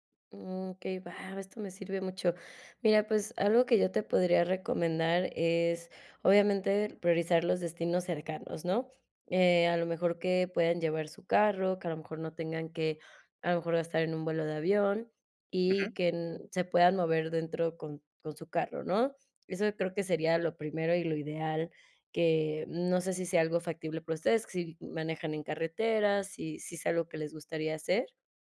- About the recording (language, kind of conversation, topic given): Spanish, advice, ¿Cómo puedo viajar más con poco dinero y poco tiempo?
- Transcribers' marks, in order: none